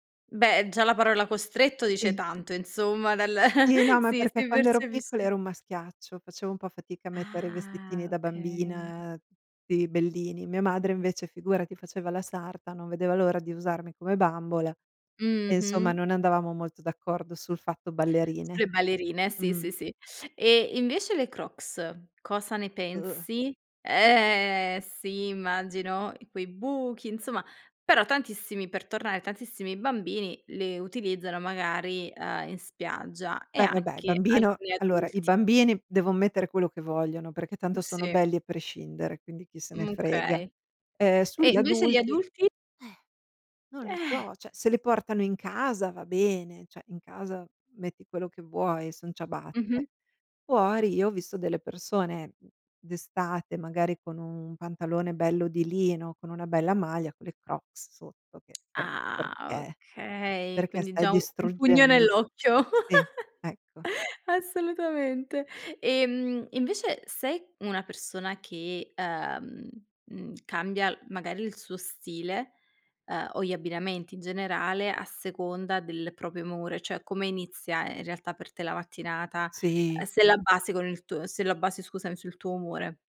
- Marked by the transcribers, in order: tapping; chuckle; drawn out: "Ah"; drawn out: "bambina"; other background noise; other noise; "cioè" said as "ceh"; giggle; "proprio" said as "propio"
- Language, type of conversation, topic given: Italian, podcast, Come scegli i vestiti che ti fanno sentire davvero te stesso?
- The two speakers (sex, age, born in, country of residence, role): female, 25-29, Italy, Italy, host; female, 45-49, Italy, United States, guest